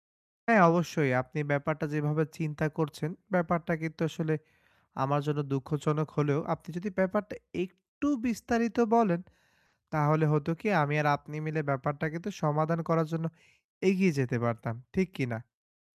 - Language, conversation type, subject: Bengali, advice, আমি অল্প সময়ে একসঙ্গে অনেক কাজ কীভাবে সামলে নেব?
- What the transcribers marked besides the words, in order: none